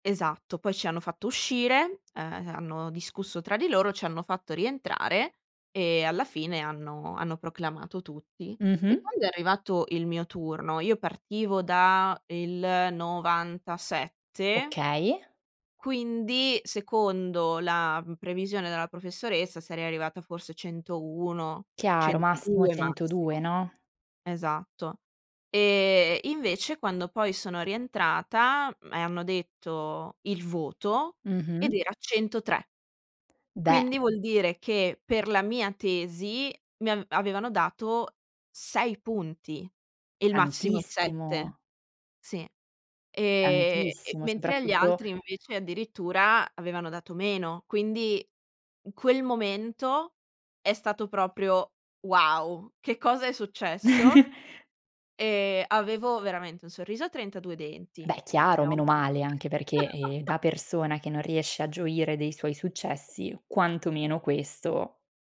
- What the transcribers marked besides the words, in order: tapping; chuckle; unintelligible speech; laugh
- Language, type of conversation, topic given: Italian, podcast, Quando ti sei sentito davvero orgoglioso di te?